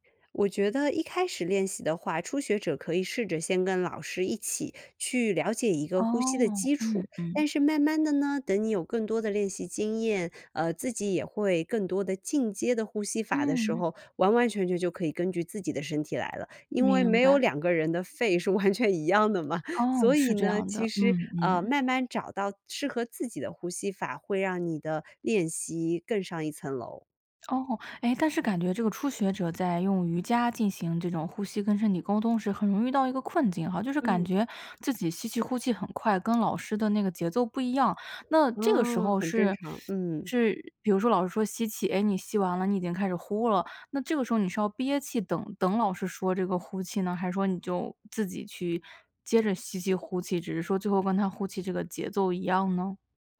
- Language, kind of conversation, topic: Chinese, podcast, 你如何用呼吸来跟身体沟通？
- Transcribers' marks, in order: laughing while speaking: "是完全一样的嘛"